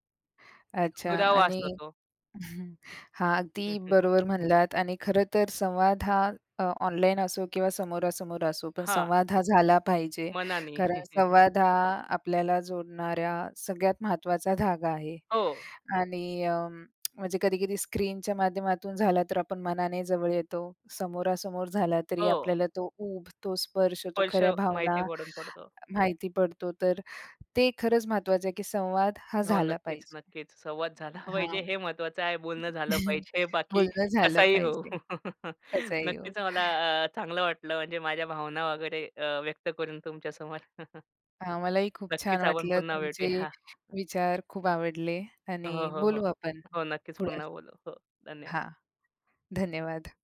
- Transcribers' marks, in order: other noise; chuckle; tapping; chuckle; other background noise; chuckle; laughing while speaking: "झाला पाहिजे. हे महत्वाचं आहे. बोलणं झालं पाहिजे बाकी कसाही हो"; chuckle; chuckle; laughing while speaking: "भेटूया"
- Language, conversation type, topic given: Marathi, podcast, ऑनलाईन आणि समोरासमोरच्या संवादातला फरक तुम्हाला कसा जाणवतो?